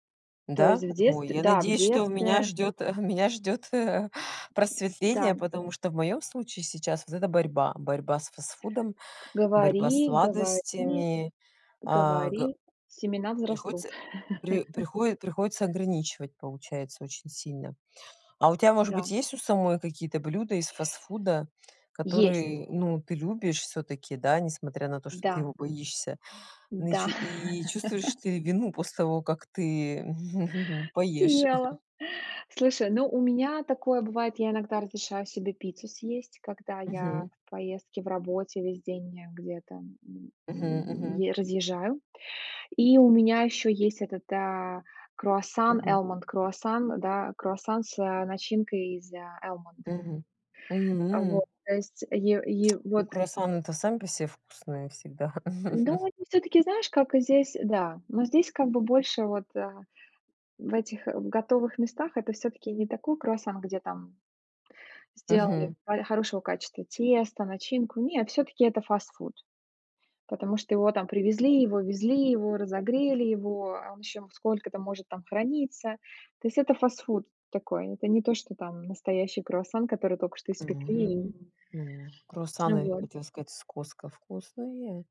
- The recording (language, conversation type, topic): Russian, unstructured, Почему многие боятся есть фастфуд?
- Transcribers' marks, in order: chuckle; other background noise; laugh; laugh; laugh; chuckle; in English: "almond"; in English: "almond"; tapping; chuckle; unintelligible speech